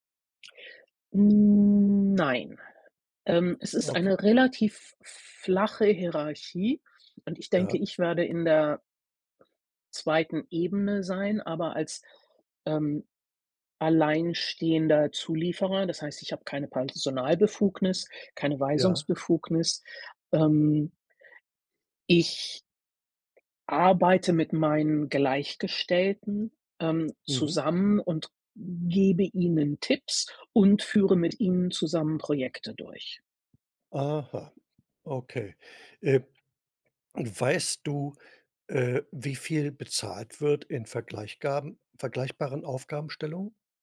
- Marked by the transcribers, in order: drawn out: "Hm"
- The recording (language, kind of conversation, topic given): German, advice, Wie kann ich meine Unsicherheit vor einer Gehaltsverhandlung oder einem Beförderungsgespräch überwinden?